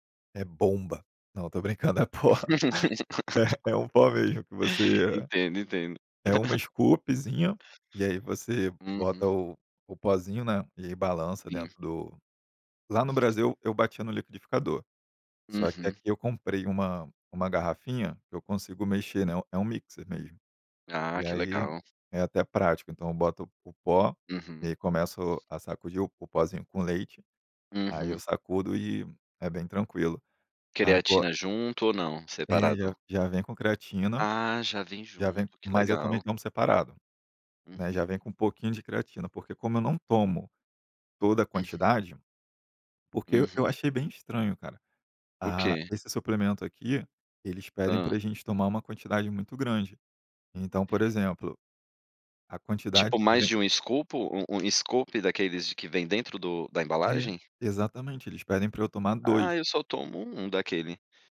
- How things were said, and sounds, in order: laugh; laughing while speaking: "é pó"; laugh; in English: "mixer"; in English: "scoop"
- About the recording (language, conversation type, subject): Portuguese, podcast, Me conte uma rotina matinal que equilibre corpo e mente.